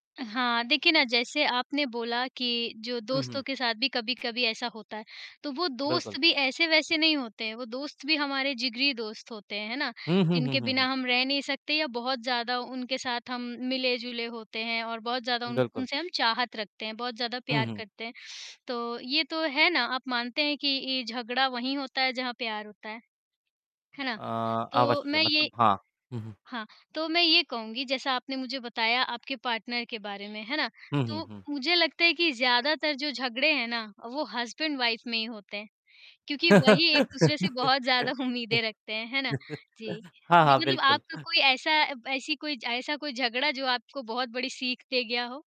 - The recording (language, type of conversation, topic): Hindi, unstructured, क्या झगड़ों से रिश्ते मजबूत भी हो सकते हैं?
- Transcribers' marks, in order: static; in English: "पार्टनर"; in English: "हस्बैंड-वाइफ"; laugh; laughing while speaking: "उम्मीदें रखते हैं"; distorted speech